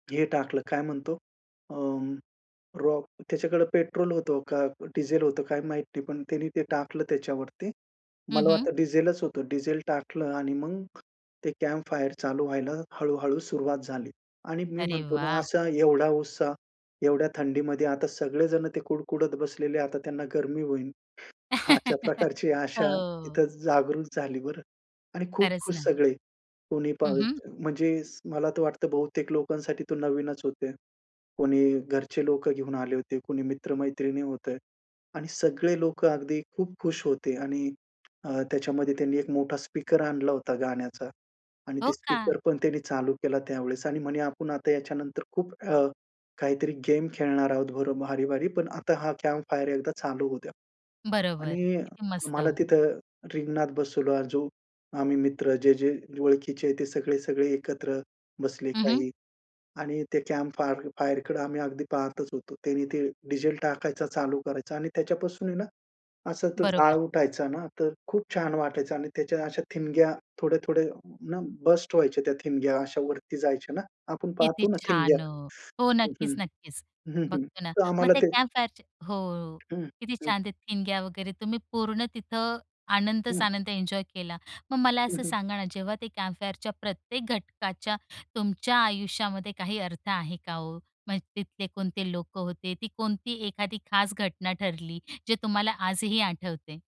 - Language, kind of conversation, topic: Marathi, podcast, शेकोटीभोवतीच्या कोणत्या आठवणी तुम्हाला सांगायला आवडतील?
- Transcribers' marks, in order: other background noise; chuckle; laughing while speaking: "अशा प्रकारची आशा"; tapping